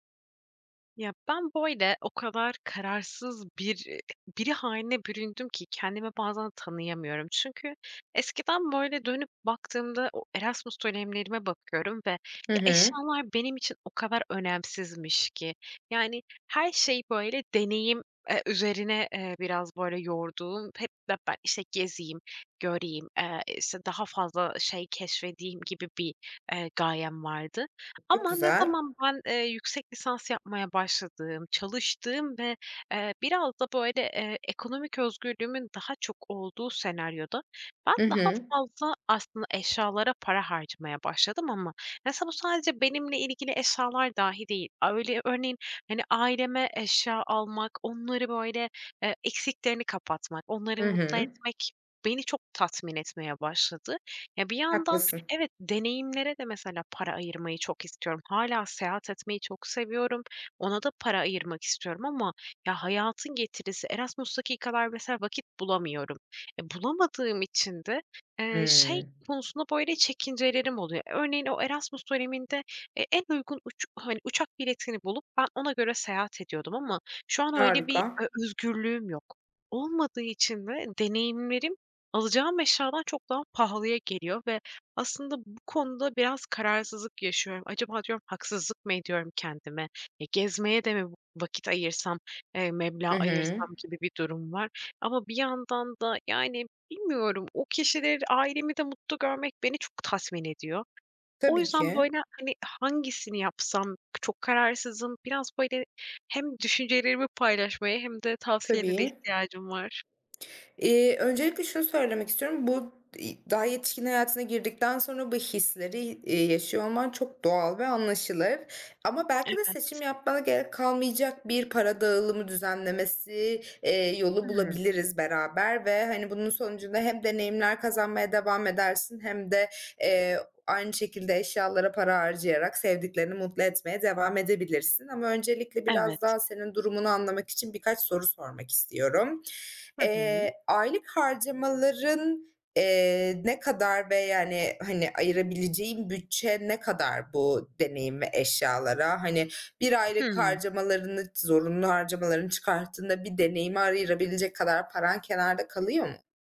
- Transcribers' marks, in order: other background noise; tapping
- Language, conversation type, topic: Turkish, advice, Deneyimler ve eşyalar arasında bütçemi nasıl paylaştırmalıyım?